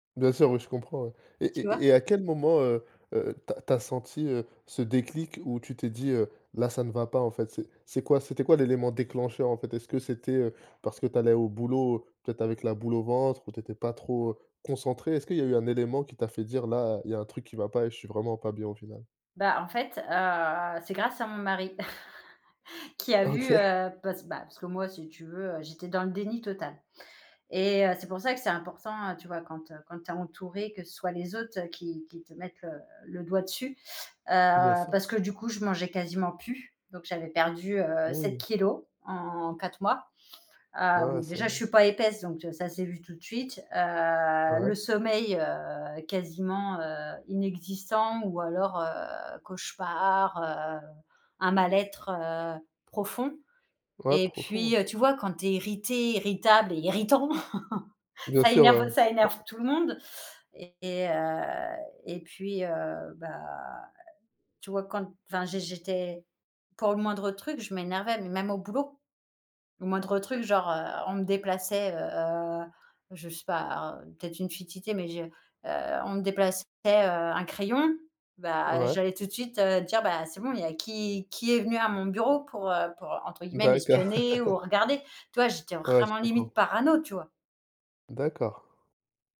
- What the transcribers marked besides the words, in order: tapping; chuckle; other background noise; stressed: "irritant"; chuckle; drawn out: "heu"; chuckle; stressed: "vraiment"
- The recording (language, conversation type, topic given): French, podcast, Parle-moi d’un moment où tu as vraiment grandi émotionnellement ?